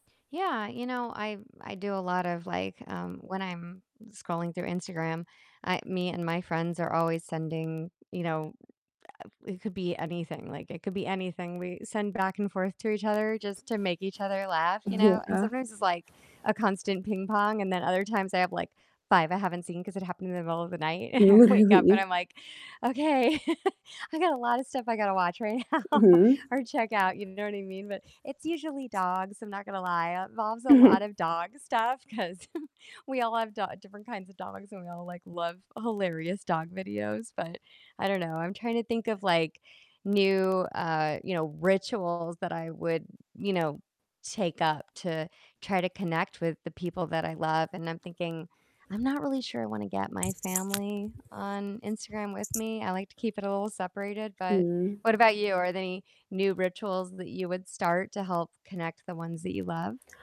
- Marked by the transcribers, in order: distorted speech; tapping; static; laughing while speaking: "Yeah"; laughing while speaking: "Really?"; laughing while speaking: "and I"; chuckle; laughing while speaking: "now"; other background noise; giggle
- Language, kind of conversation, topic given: English, unstructured, How have your traditions with family and friends evolved with technology and changing norms to stay connected?